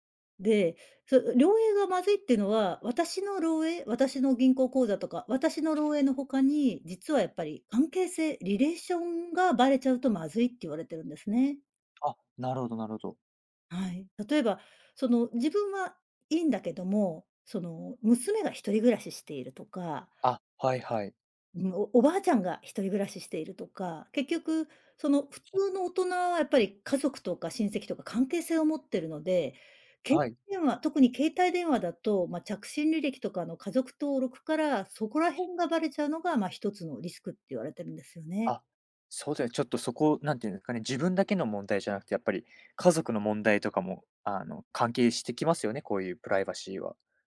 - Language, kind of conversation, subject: Japanese, podcast, プライバシーと利便性は、どのように折り合いをつければよいですか？
- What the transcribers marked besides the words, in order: "漏洩" said as "りょうえい"; other background noise